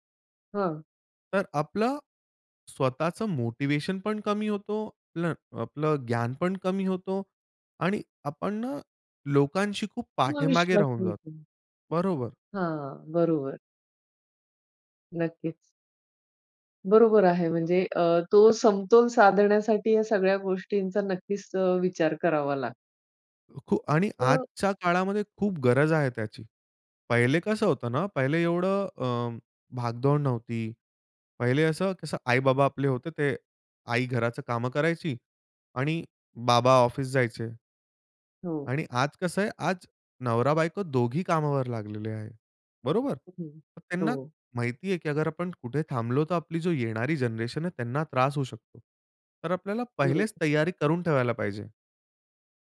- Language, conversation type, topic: Marathi, podcast, तुम्ही तुमची कामांची यादी व्यवस्थापित करताना कोणते नियम पाळता?
- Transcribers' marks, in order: none